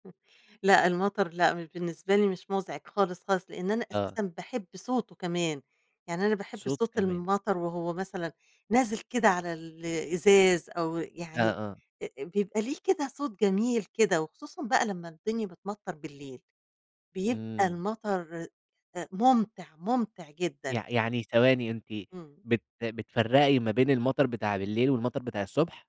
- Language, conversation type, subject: Arabic, podcast, إيه اللي بتحسه أول ما تشم ريحة المطر؟
- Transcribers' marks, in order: unintelligible speech